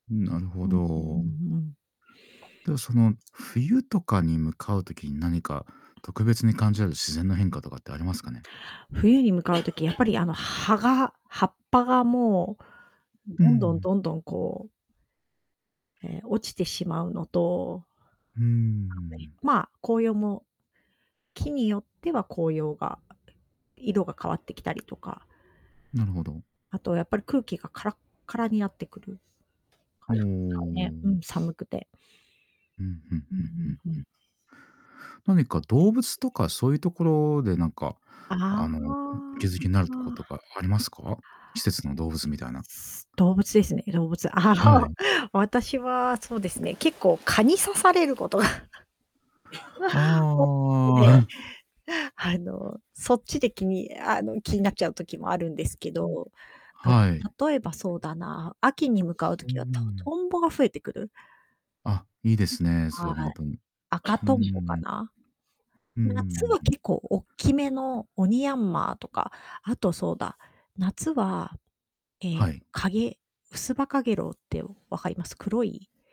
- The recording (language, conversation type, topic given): Japanese, podcast, 季節の変わり目に、自然のどんな変化をいちばん最初に感じますか？
- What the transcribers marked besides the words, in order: other background noise; tapping; unintelligible speech; drawn out: "ああ"; laughing while speaking: "あの"; laughing while speaking: "ことが"; drawn out: "ああ"; laughing while speaking: "ああ"